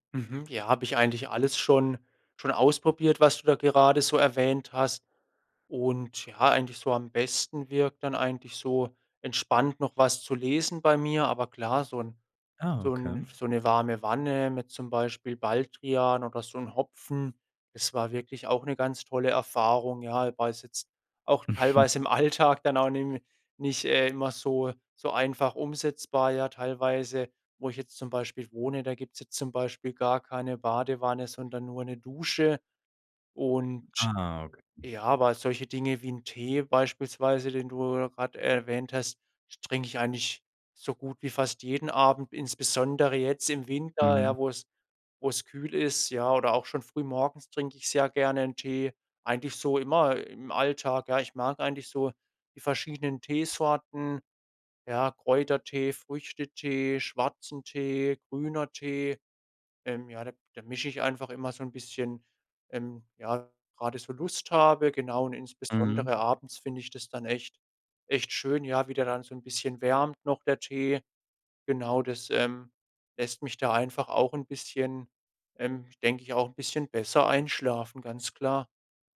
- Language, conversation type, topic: German, podcast, Wie schaltest du beim Schlafen digital ab?
- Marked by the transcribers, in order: other background noise; laughing while speaking: "Mhm"; laughing while speaking: "Alltag"